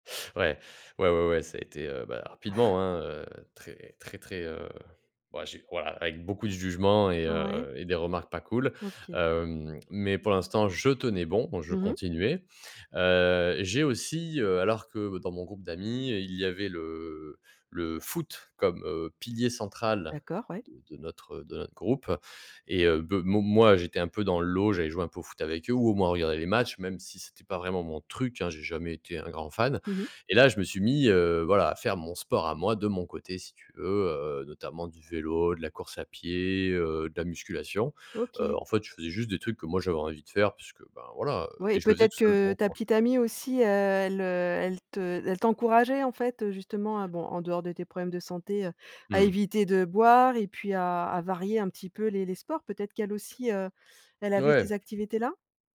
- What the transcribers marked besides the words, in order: stressed: "je"; stressed: "foot"; stressed: "truc"; other background noise
- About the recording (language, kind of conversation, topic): French, podcast, Comment gères-tu les personnes qui résistent à ton projet de changement ?